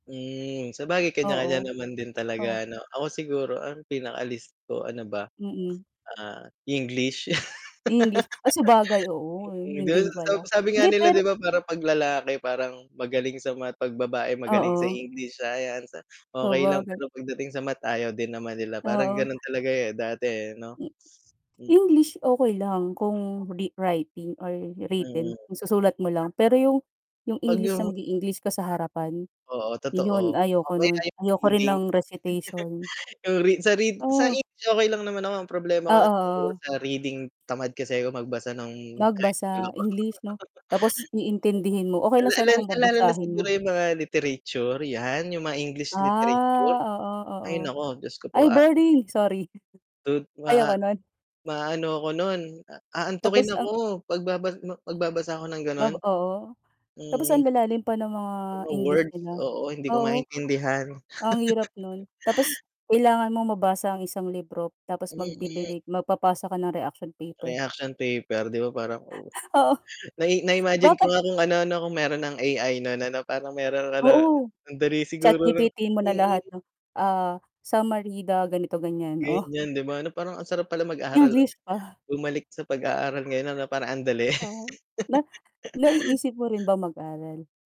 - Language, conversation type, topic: Filipino, unstructured, Ano ang pinakagusto mong asignatura noong nag-aaral ka?
- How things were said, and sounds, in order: static; tapping; laugh; other background noise; distorted speech; chuckle; laugh; chuckle; chuckle; chuckle; chuckle